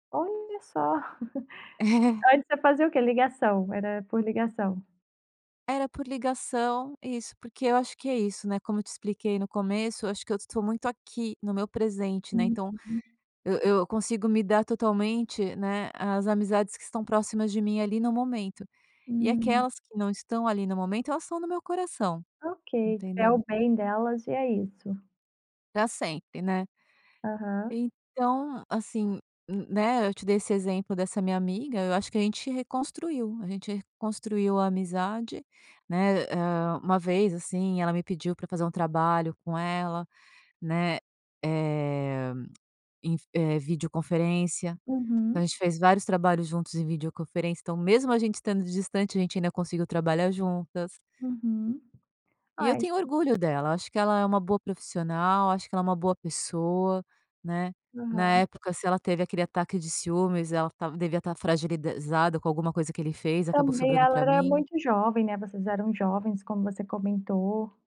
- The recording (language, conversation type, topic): Portuguese, podcast, Como podemos reconstruir amizades que esfriaram com o tempo?
- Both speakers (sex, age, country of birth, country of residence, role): female, 30-34, Brazil, Cyprus, host; female, 50-54, Brazil, France, guest
- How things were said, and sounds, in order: giggle; tongue click; "fragilizada" said as "fragilidezada"